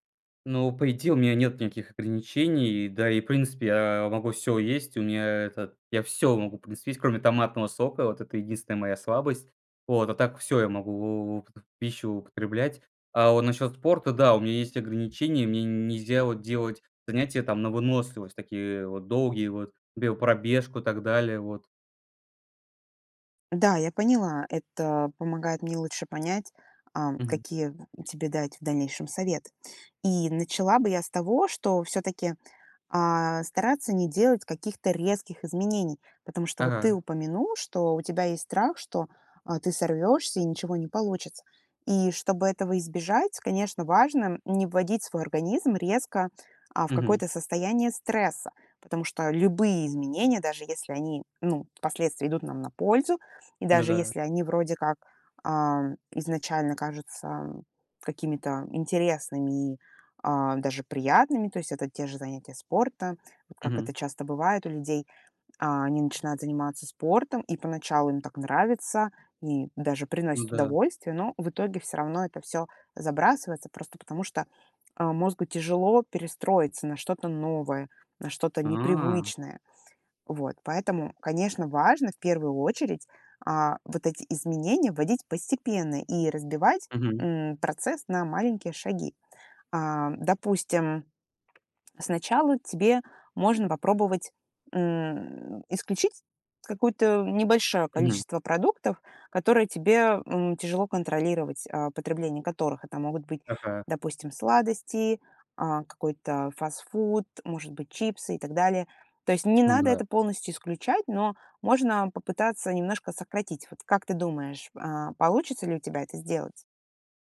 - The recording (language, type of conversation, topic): Russian, advice, Как вы переживаете из-за своего веса и чего именно боитесь при мысли об изменениях в рационе?
- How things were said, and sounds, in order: tapping